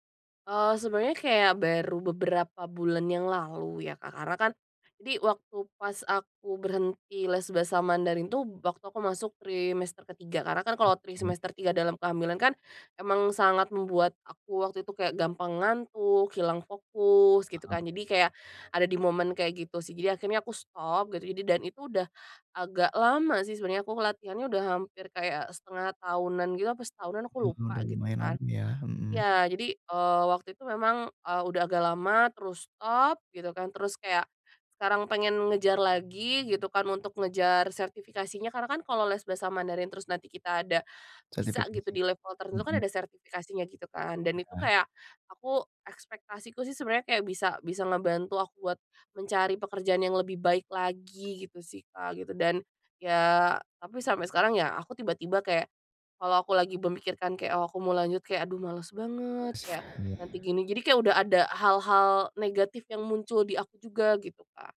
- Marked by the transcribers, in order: in English: "stop"; in English: "stop"; unintelligible speech
- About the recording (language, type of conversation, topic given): Indonesian, advice, Apa yang bisa saya lakukan jika motivasi berlatih tiba-tiba hilang?